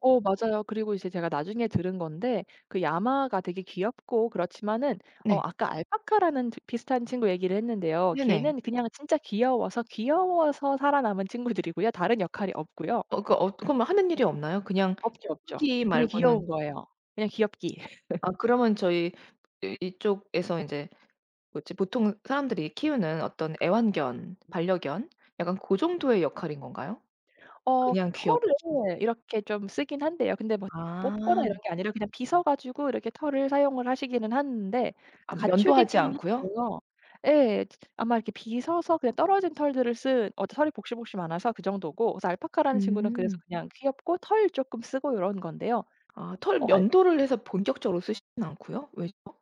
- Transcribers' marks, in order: other background noise; laugh; tapping
- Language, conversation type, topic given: Korean, podcast, 여행지에서 먹어본 인상적인 음식은 무엇인가요?